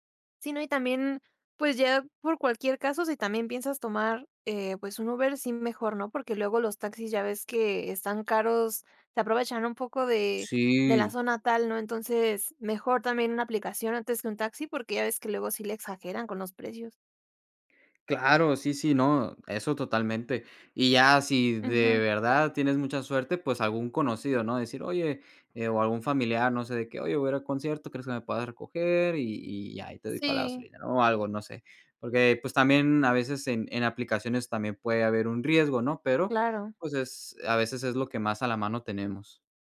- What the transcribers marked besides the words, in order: none
- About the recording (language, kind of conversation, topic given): Spanish, podcast, ¿Qué consejo le darías a alguien que va a su primer concierto?